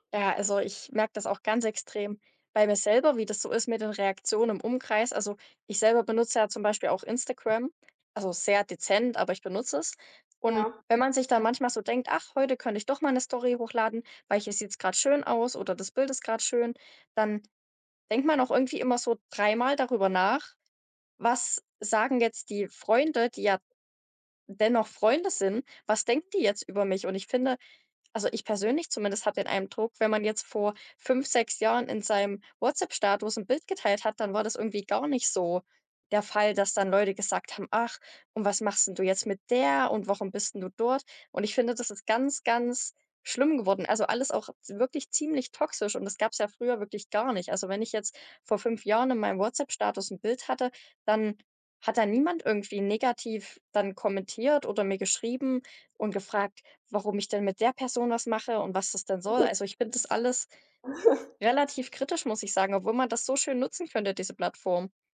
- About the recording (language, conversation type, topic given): German, unstructured, Wie verändern soziale Medien unsere Gemeinschaft?
- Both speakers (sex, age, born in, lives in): female, 18-19, Germany, Germany; female, 40-44, Germany, Germany
- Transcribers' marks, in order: chuckle